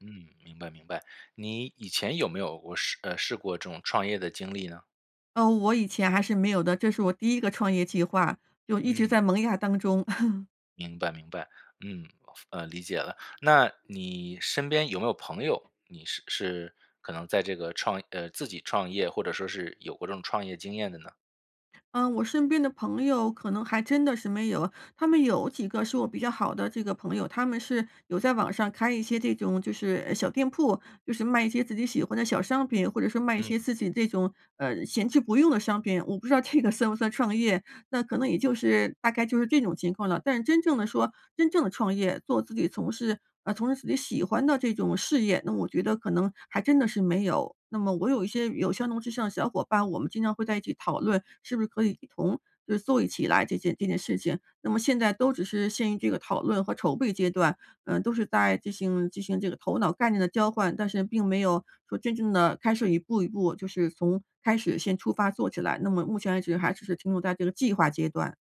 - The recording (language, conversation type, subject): Chinese, advice, 我该在什么时候做重大改变，并如何在风险与稳定之间取得平衡？
- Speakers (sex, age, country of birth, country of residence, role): female, 55-59, China, United States, user; male, 35-39, China, United States, advisor
- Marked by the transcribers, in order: laugh; other noise; other background noise; laughing while speaking: "这个"